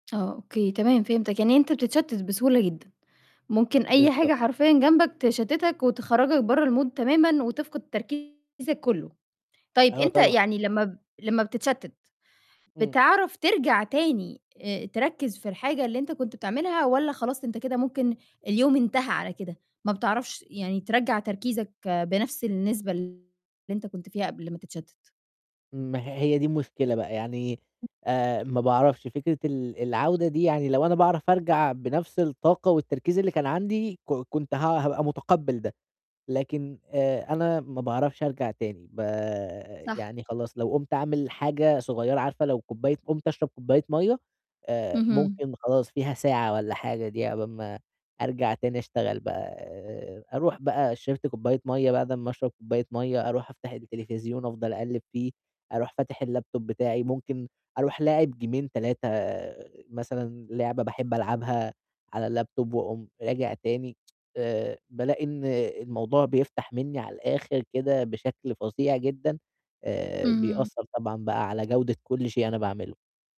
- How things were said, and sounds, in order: in English: "الMood"; distorted speech; other noise; in English: "الLaptop"; in English: "جيمين"; in English: "الLaptop"; tsk
- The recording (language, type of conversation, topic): Arabic, advice, إزاي أقدر أزود تركيزي لفترات أطول خلال يومي؟